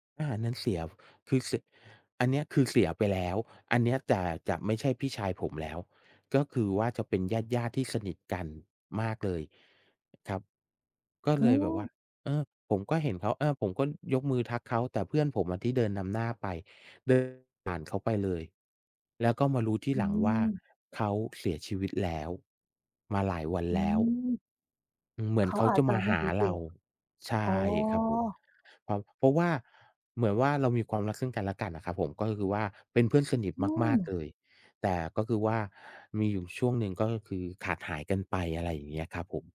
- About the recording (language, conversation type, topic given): Thai, unstructured, คุณเชื่อว่าความรักยังคงอยู่หลังความตายไหม และเพราะอะไรถึงคิดแบบนั้น?
- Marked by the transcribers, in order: tapping